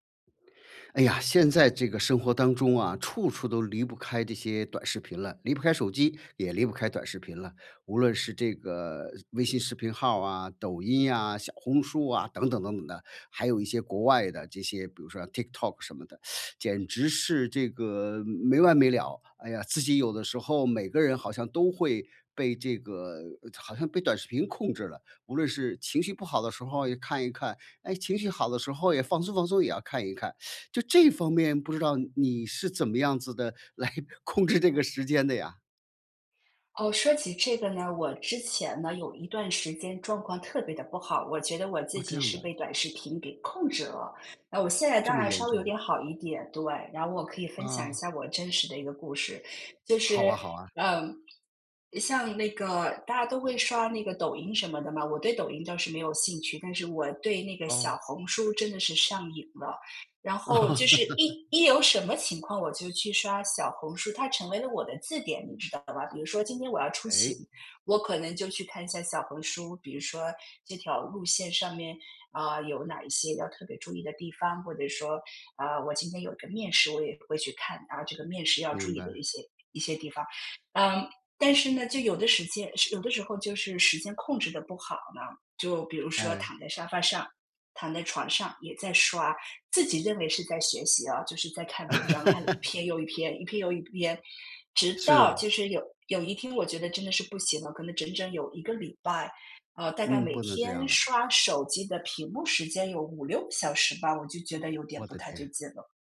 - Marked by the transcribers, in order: teeth sucking; teeth sucking; laughing while speaking: "来控制这个时间的呀？"; laugh; laugh
- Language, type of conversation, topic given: Chinese, podcast, 你会如何控制刷短视频的时间？